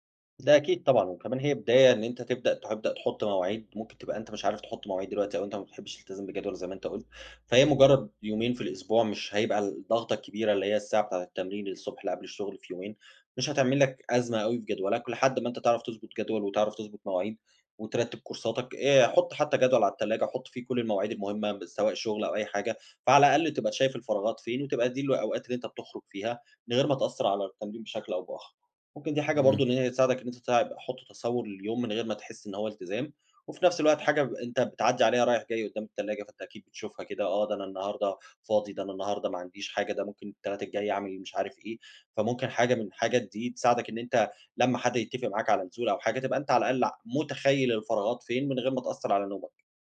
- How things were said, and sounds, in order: in English: "كورساتك"
- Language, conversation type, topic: Arabic, advice, إزاي أقدر أوازن بين الشغل والعيلة ومواعيد التمرين؟